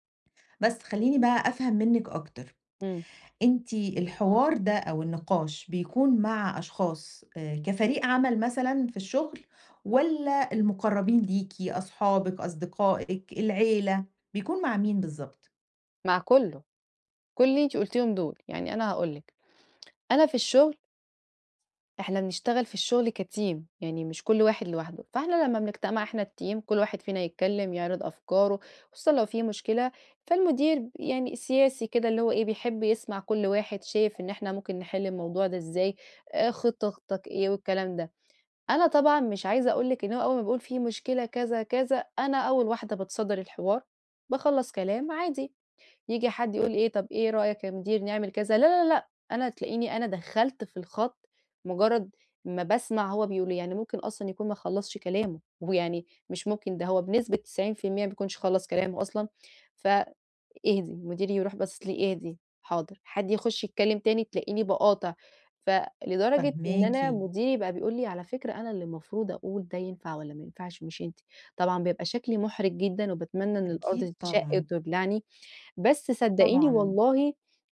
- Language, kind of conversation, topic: Arabic, advice, إزاي أشارك بفعالية في نقاش مجموعة من غير ما أقاطع حد؟
- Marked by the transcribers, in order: in English: "كteam"; other noise; in English: "الteam"; other background noise